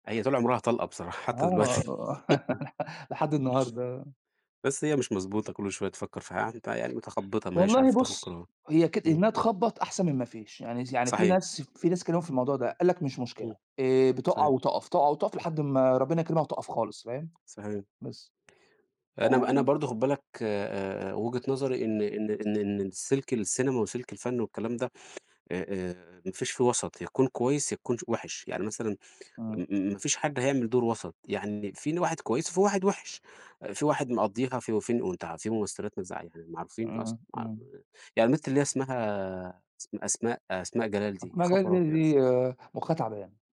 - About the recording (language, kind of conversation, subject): Arabic, unstructured, إيه الفيلم اللي غيّر نظرتك للحياة؟
- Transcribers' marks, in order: laugh; laughing while speaking: "دلوقتي"; laugh; other background noise; tapping